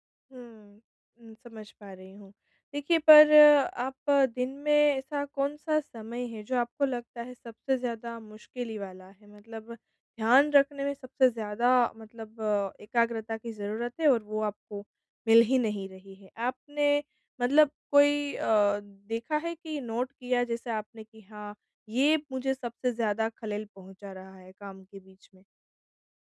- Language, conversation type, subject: Hindi, advice, साझा जगह में बेहतर एकाग्रता के लिए मैं सीमाएँ और संकेत कैसे बना सकता हूँ?
- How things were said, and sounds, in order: in English: "नोट"